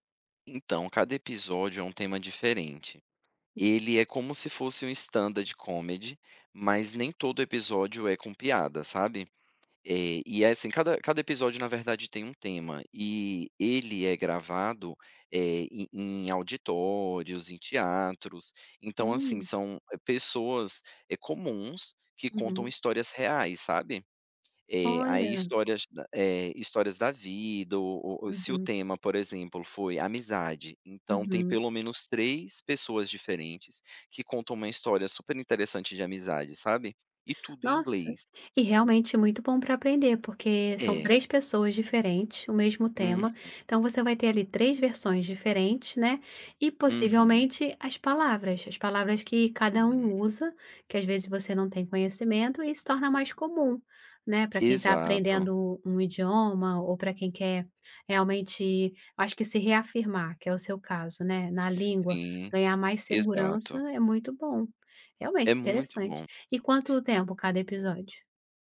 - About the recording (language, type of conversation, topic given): Portuguese, podcast, Quais hábitos ajudam você a aprender melhor todos os dias?
- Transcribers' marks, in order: none